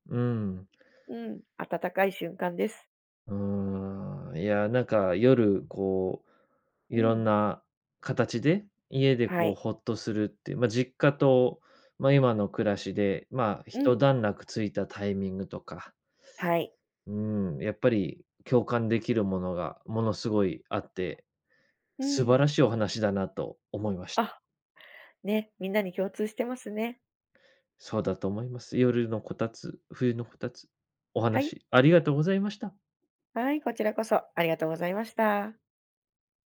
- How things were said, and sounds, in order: none
- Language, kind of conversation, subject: Japanese, podcast, 夜、家でほっとする瞬間はいつですか？